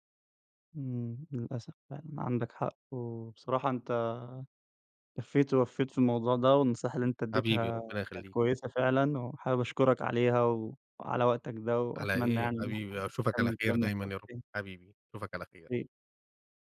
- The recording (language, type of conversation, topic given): Arabic, podcast, إزاي بتتعامل مع الأخبار الكاذبة على السوشيال ميديا؟
- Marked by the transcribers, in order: other background noise